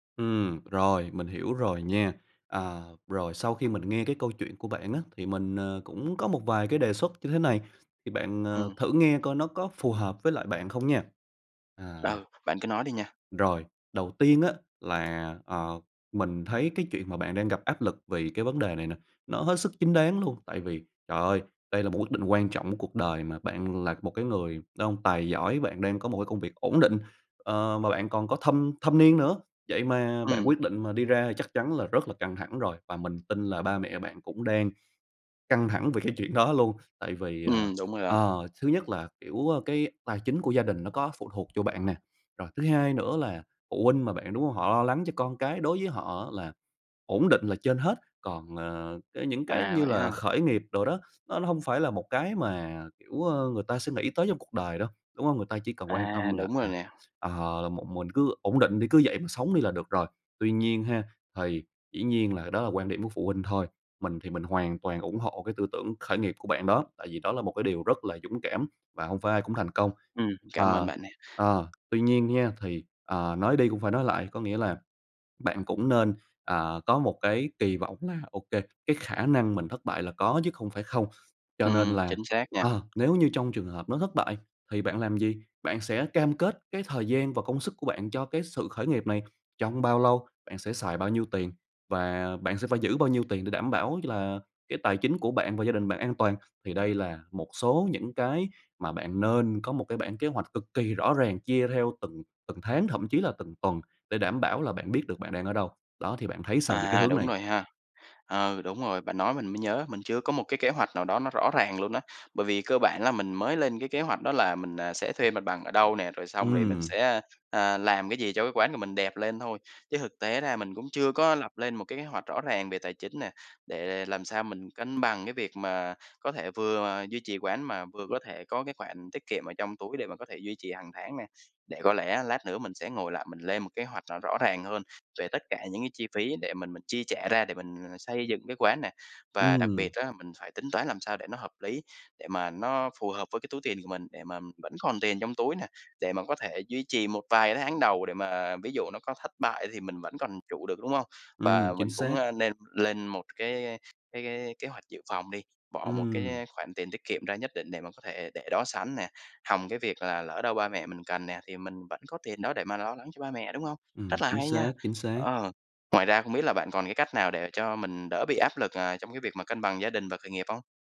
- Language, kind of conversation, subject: Vietnamese, advice, Bạn đang cảm thấy áp lực như thế nào khi phải cân bằng giữa gia đình và việc khởi nghiệp?
- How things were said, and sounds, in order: tapping